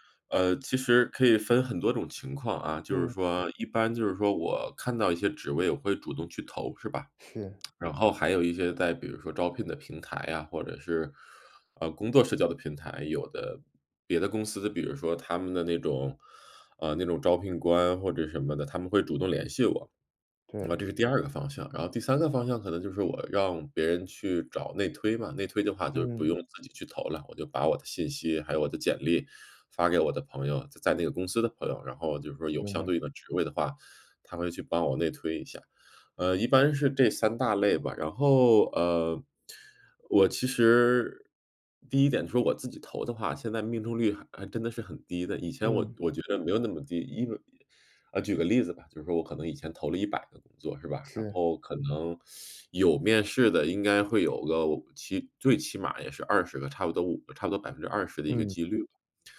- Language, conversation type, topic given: Chinese, advice, 我该如何面对一次次失败，仍然不轻易放弃？
- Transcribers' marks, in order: lip smack; teeth sucking